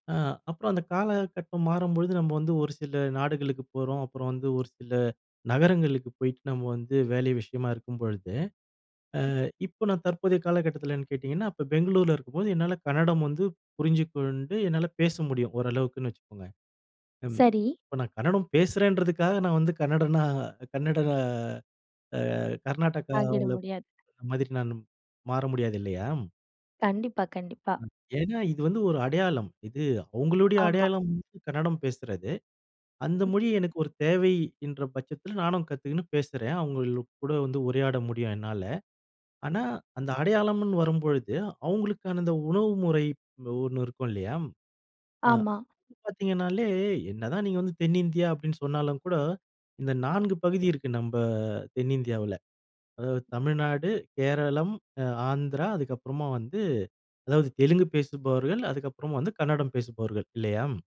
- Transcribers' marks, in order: other background noise; unintelligible speech; "அவங்கள" said as "அவங்களு"
- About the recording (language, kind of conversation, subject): Tamil, podcast, தாய்மொழி உங்கள் அடையாளத்திற்கு எவ்வளவு முக்கியமானது?